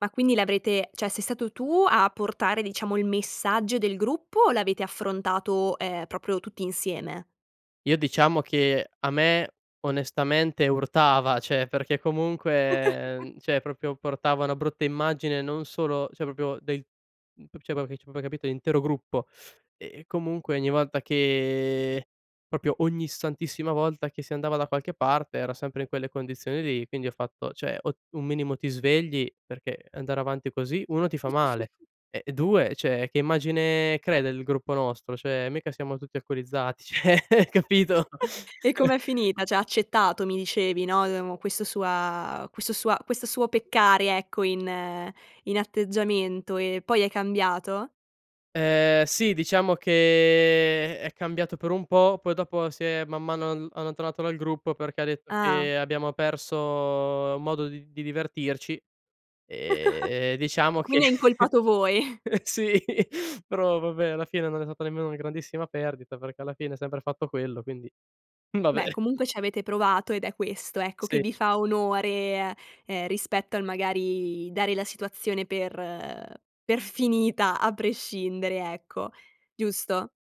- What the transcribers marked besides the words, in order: "cioè" said as "ceh"; "cioè" said as "ceh"; "cioè" said as "ceh"; "proprio" said as "propio"; giggle; "cioè" said as "ceh"; "proprio" said as "propio"; "cioè" said as "ceh"; "proprio" said as "popo"; "cioè" said as "ceh"; "proprio" said as "popio"; other background noise; "proprio" said as "propio"; "cioè" said as "ceh"; tapping; chuckle; "cioè" said as "ceh"; "Cioè" said as "ceh"; chuckle; laughing while speaking: "ceh, capito"; "Cioè" said as "ceh"; laugh; "Cioè" said as "ceh"; giggle; laughing while speaking: "che sì"; laughing while speaking: "voi"; "stata" said as "sata"; laughing while speaking: "vabbè"; laughing while speaking: "finita"
- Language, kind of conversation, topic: Italian, podcast, Cosa significa per te essere autentico, concretamente?